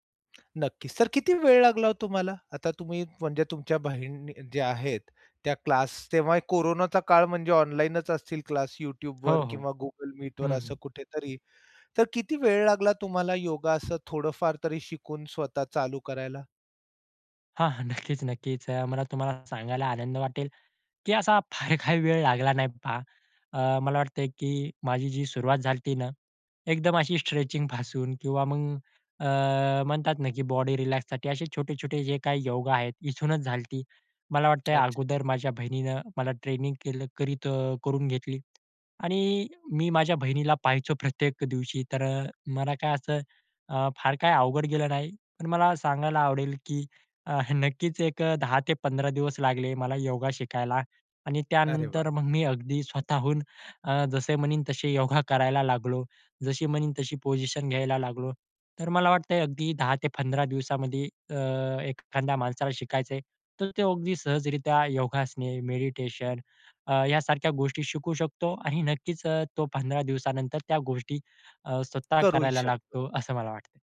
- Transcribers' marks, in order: tongue click; other noise; laughing while speaking: "नक्कीच, नक्कीच"; laughing while speaking: "फार काही वेळ लागला नाही"; "झाली होती" said as "झालती"; in English: "स्ट्रेचिंग"; tapping; "झाली होती" said as "झालती"; chuckle
- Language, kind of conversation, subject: Marathi, podcast, मन शांत ठेवण्यासाठी तुम्ही रोज कोणती सवय जपता?